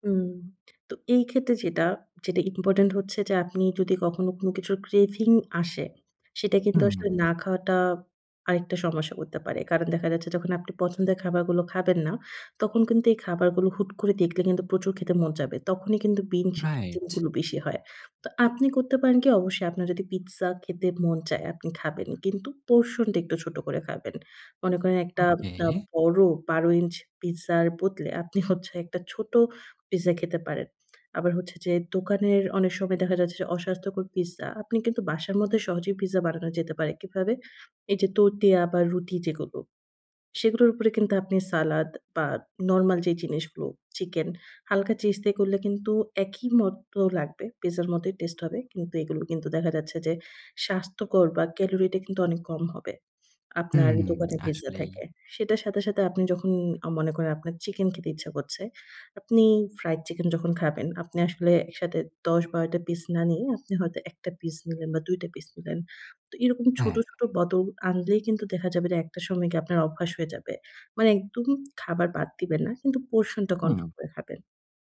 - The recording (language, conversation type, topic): Bengali, advice, অস্বাস্থ্যকর খাবার ছেড়ে কীভাবে স্বাস্থ্যকর খাওয়ার অভ্যাস গড়ে তুলতে পারি?
- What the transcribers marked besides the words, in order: in English: "craving"; other background noise; tapping; in English: "portion"; scoff